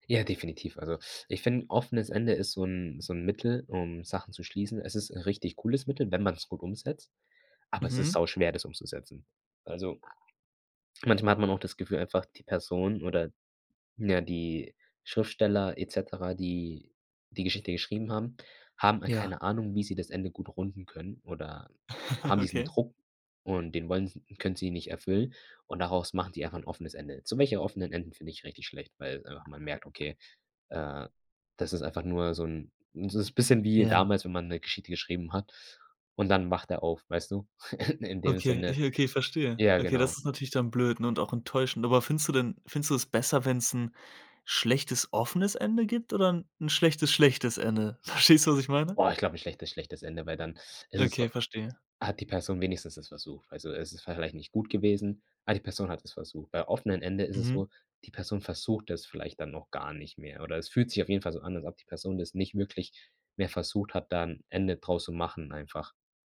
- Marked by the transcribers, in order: other background noise; chuckle; chuckle; laughing while speaking: "Verstehst"
- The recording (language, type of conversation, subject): German, podcast, Warum reagieren Fans so stark auf Serienenden?